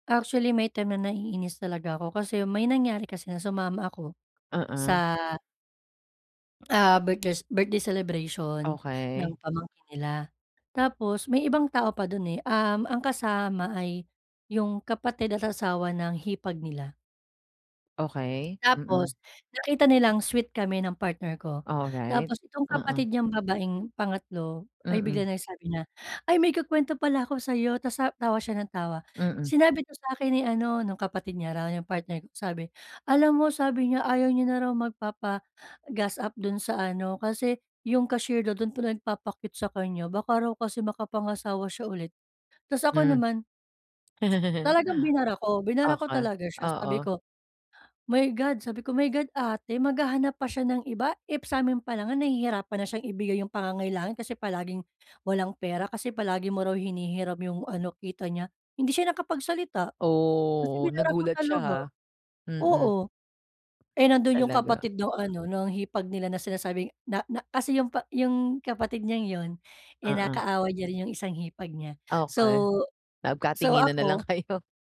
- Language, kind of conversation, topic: Filipino, advice, Paano ako magiging mas komportable kapag dumadalo sa mga salu-salo at pagdiriwang?
- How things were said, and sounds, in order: other background noise; laugh; in English: "My God"; in English: "My God"; laughing while speaking: "kayo"